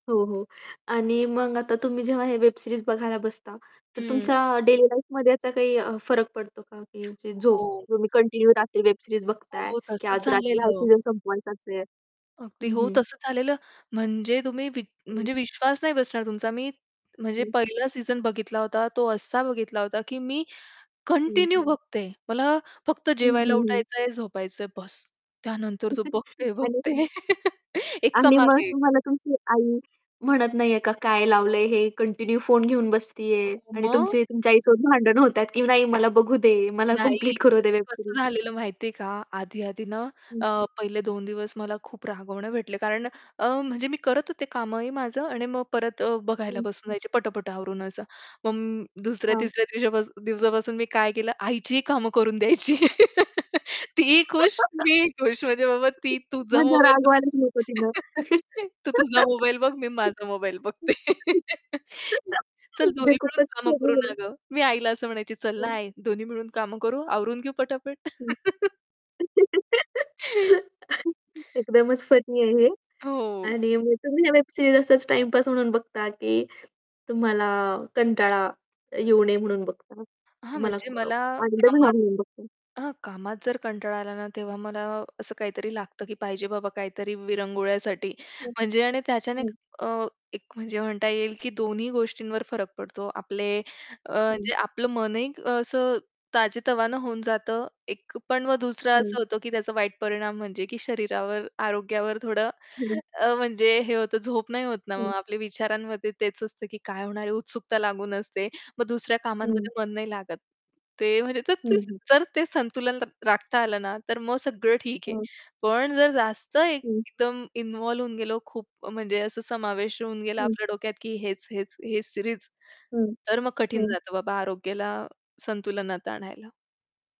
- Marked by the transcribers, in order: in English: "वेब सीरीज"; distorted speech; in English: "लाईफमध्ये"; other background noise; in English: "कंटिन्यू"; in English: "वेब सीरीज"; in English: "सीजन"; in English: "सीजन"; in English: "कंटिन्यू"; chuckle; laugh; static; in English: "कंटिन्यू"; tapping; in English: "वेब सीरीज"; laugh; laugh; laugh; chuckle; in English: "वेब सीरीज"; unintelligible speech; in English: "सीरीज"
- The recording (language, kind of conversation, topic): Marathi, podcast, तुला माध्यमांच्या जगात हरवायला का आवडते?
- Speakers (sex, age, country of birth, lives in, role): female, 20-24, India, India, host; female, 25-29, India, India, guest